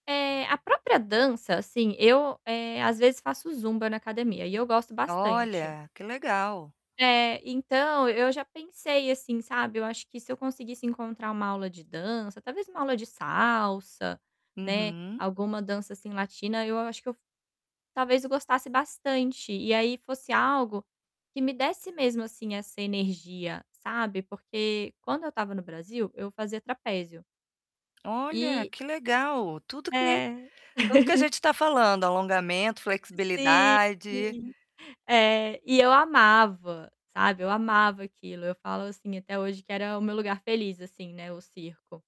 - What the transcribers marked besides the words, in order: tapping; chuckle; other background noise; distorted speech
- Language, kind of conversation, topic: Portuguese, advice, Como posso manter a disciplina diária mesmo sem motivação imediata?
- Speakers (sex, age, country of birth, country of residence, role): female, 30-34, Brazil, Portugal, user; female, 45-49, Brazil, Portugal, advisor